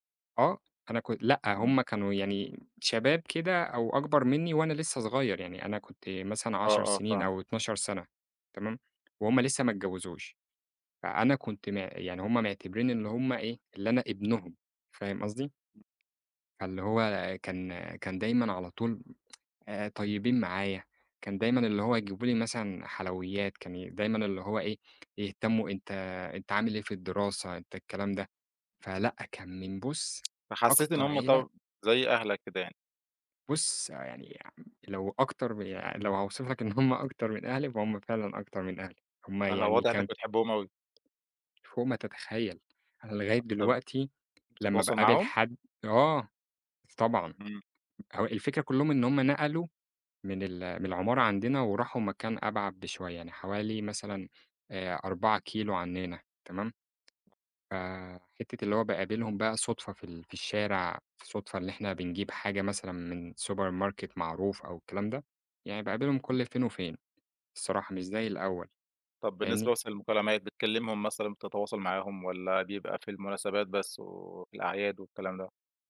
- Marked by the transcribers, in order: tapping; tsk; in English: "سوبر ماركت"
- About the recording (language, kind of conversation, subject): Arabic, podcast, إيه أهم صفات الجار الكويس من وجهة نظرك؟